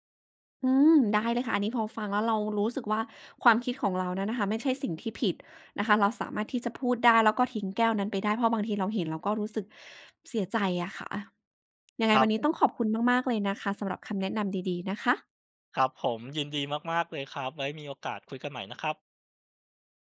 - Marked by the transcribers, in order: none
- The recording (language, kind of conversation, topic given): Thai, advice, ทำไมคุณถึงสงสัยว่าแฟนกำลังมีความสัมพันธ์ลับหรือกำลังนอกใจคุณ?